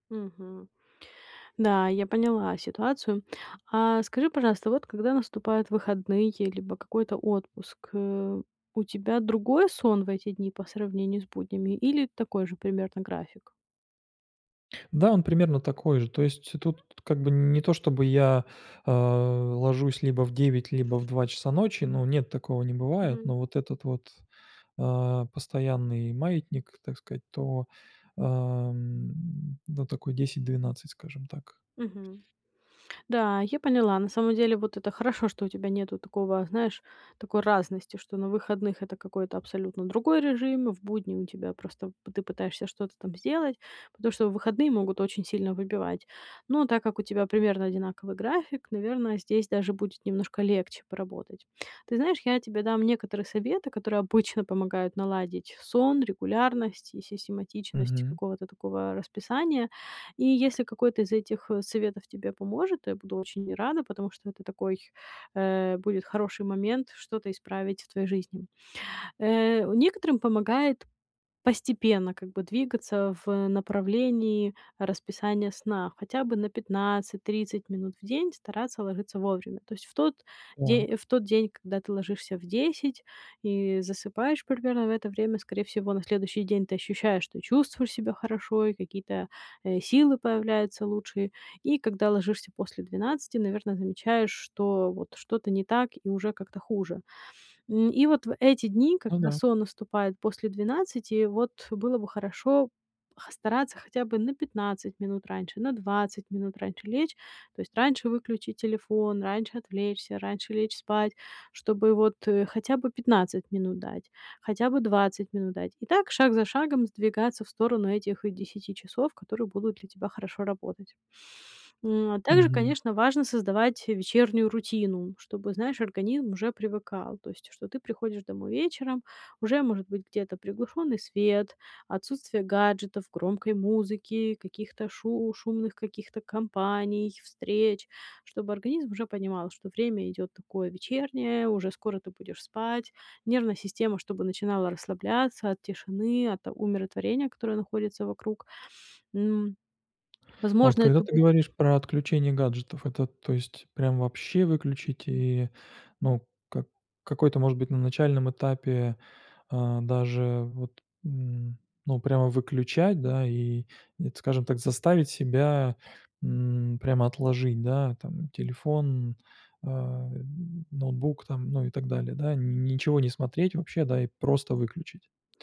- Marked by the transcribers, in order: tapping; other background noise
- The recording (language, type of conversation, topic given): Russian, advice, Как мне проще выработать стабильный режим сна?